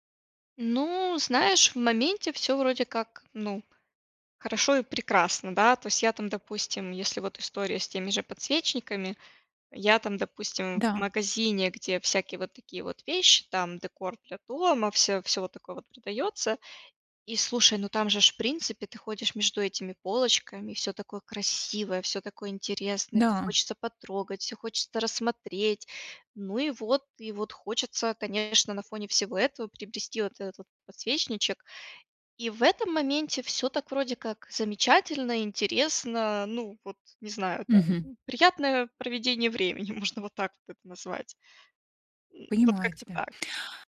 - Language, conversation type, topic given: Russian, advice, Как мне справляться с внезапными импульсами, которые мешают жить и принимать решения?
- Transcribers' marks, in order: laughing while speaking: "можно"